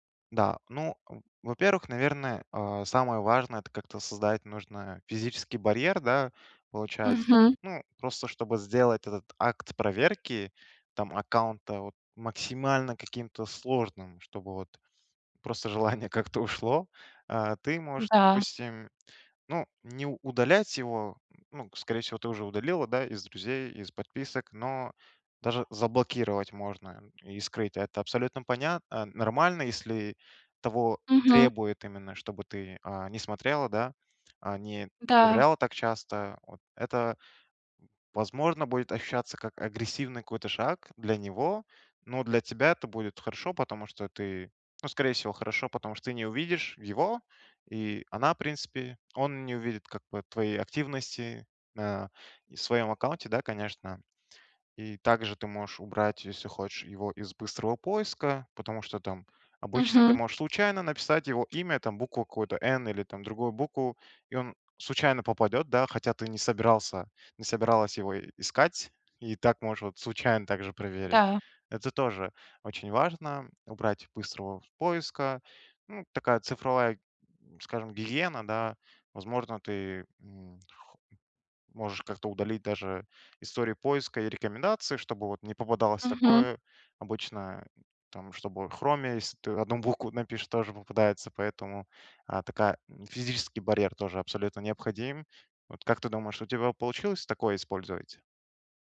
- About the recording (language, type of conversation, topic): Russian, advice, Как перестать следить за аккаунтом бывшего партнёра и убрать напоминания о нём?
- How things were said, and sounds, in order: laughing while speaking: "желание как-то"; tapping; alarm; laughing while speaking: "букву"